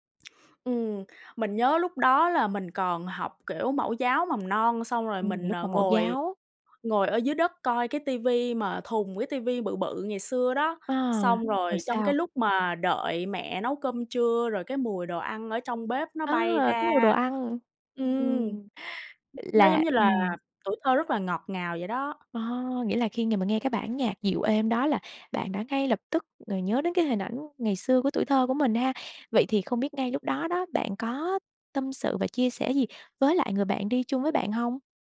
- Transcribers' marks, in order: tapping; other background noise; other noise
- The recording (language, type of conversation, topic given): Vietnamese, podcast, Bạn có nhớ lần đầu tiên nghe một bản nhạc khiến bạn thật sự rung động không?